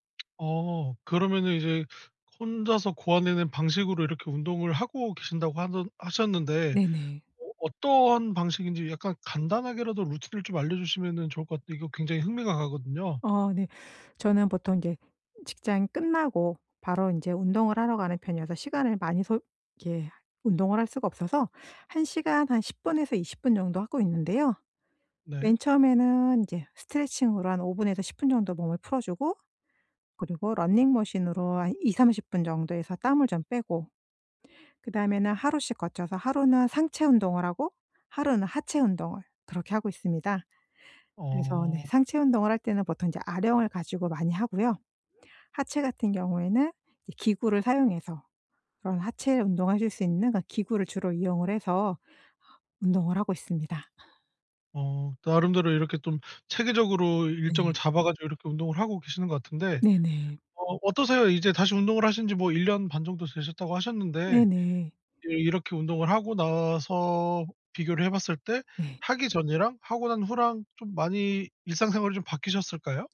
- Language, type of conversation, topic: Korean, podcast, 취미를 꾸준히 이어갈 수 있는 비결은 무엇인가요?
- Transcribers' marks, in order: tapping; teeth sucking